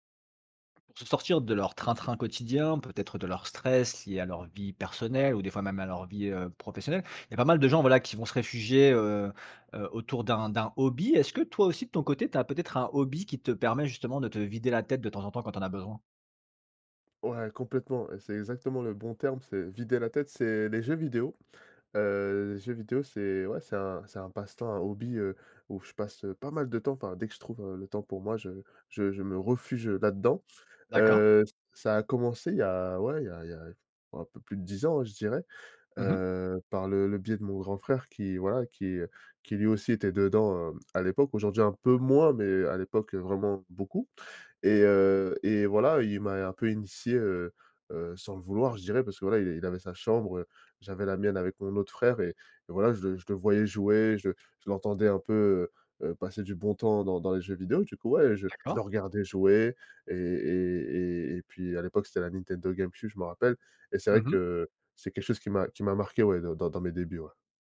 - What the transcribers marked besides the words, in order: other background noise; tapping
- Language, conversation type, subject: French, podcast, Quel est un hobby qui t’aide à vider la tête ?